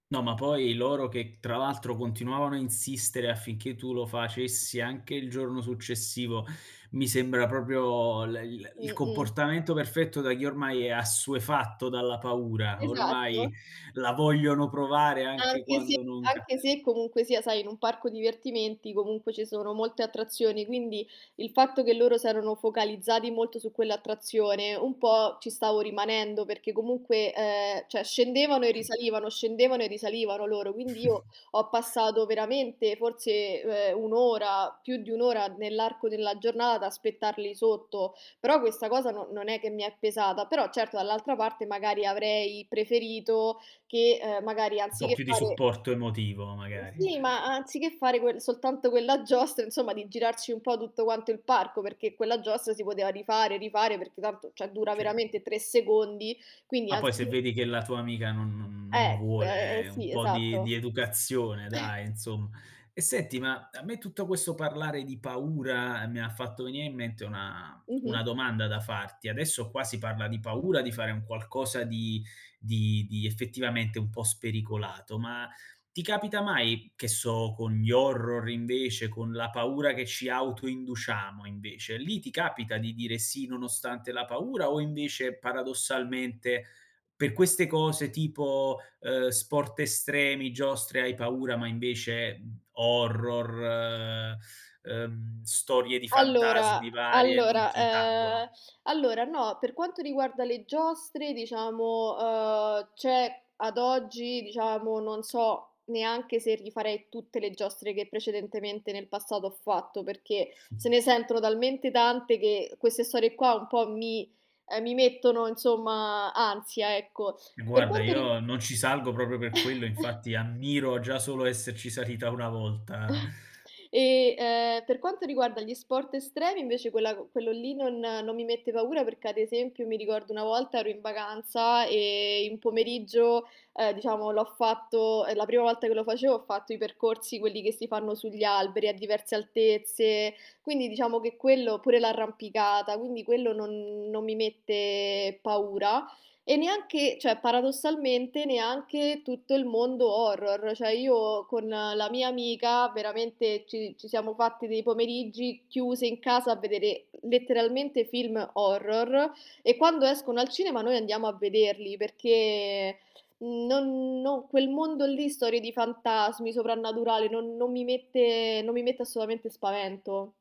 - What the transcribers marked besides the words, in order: tapping; other background noise; "cioè" said as "ceh"; throat clearing; chuckle; "cioè" said as "ceh"; chuckle; "insomma" said as "inzomm"; "cioè" said as "ceh"; chuckle; chuckle; "cioè" said as "ceh"; "cioè" said as "ceh"
- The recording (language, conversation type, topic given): Italian, podcast, Raccontami di una volta in cui hai detto sì nonostante la paura?